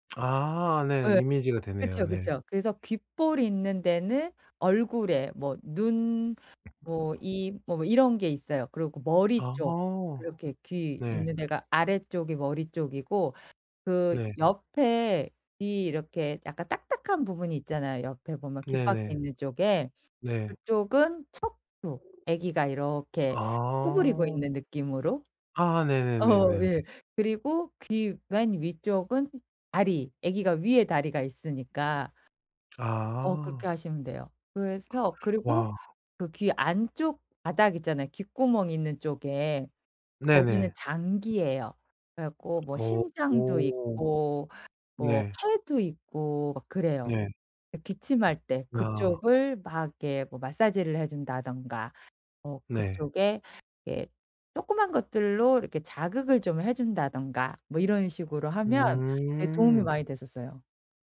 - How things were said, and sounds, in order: other background noise; tapping; background speech; laughing while speaking: "어 예"
- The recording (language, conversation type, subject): Korean, podcast, 평생학습을 시작하게 된 계기는 무엇이었나요?
- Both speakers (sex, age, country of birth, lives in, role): female, 45-49, South Korea, France, guest; male, 40-44, South Korea, Japan, host